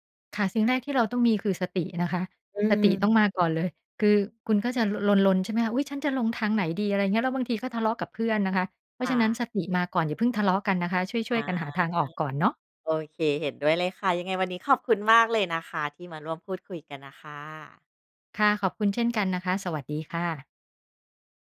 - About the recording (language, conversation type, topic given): Thai, podcast, การหลงทางเคยสอนอะไรคุณบ้าง?
- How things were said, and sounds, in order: none